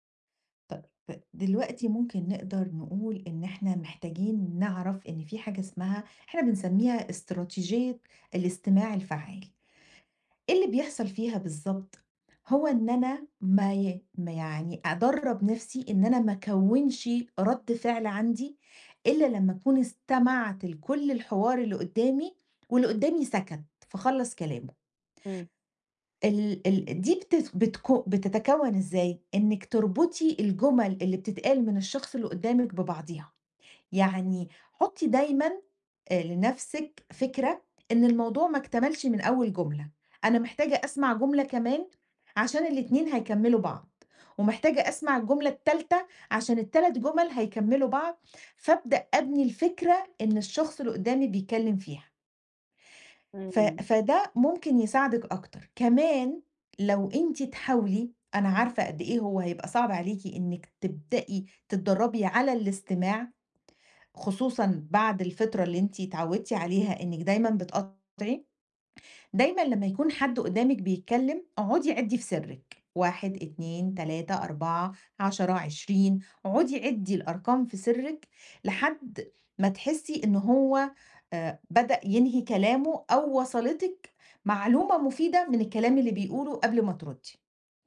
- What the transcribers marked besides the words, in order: none
- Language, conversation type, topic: Arabic, advice, إزاي أشارك بفعالية في نقاش مجموعة من غير ما أقاطع حد؟